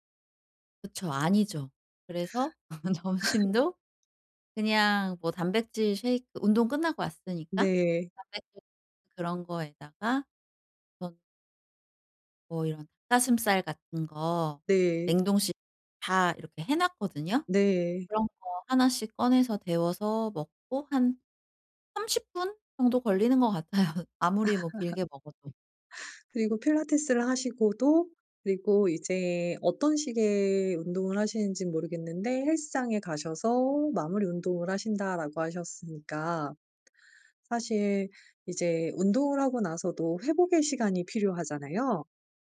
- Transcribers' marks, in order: tapping; laugh; laughing while speaking: "점심도"; laughing while speaking: "같아요"; laugh
- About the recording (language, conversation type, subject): Korean, advice, 오후에 갑자기 에너지가 떨어질 때 낮잠이 도움이 될까요?